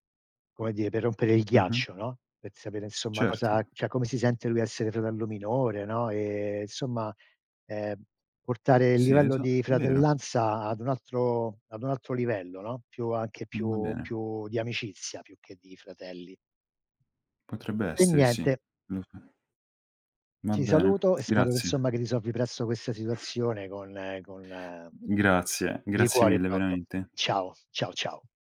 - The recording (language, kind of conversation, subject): Italian, unstructured, Come si costruisce la fiducia in una relazione?
- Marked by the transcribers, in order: "cioè" said as "ceh"; tapping; other background noise; "proprio" said as "propio"